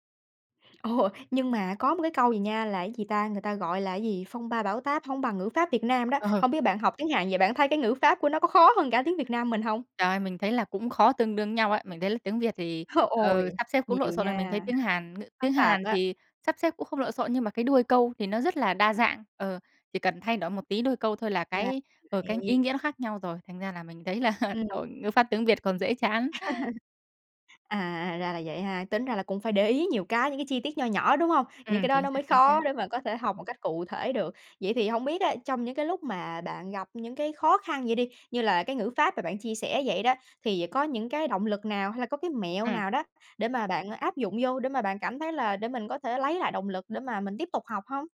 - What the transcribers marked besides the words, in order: laughing while speaking: "Ừ"; other background noise; chuckle; tapping; laughing while speaking: "thấy là"; laugh
- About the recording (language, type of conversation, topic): Vietnamese, podcast, Bạn có lời khuyên nào để người mới bắt đầu tự học hiệu quả không?
- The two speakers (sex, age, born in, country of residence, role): female, 20-24, Vietnam, United States, host; female, 20-24, Vietnam, Vietnam, guest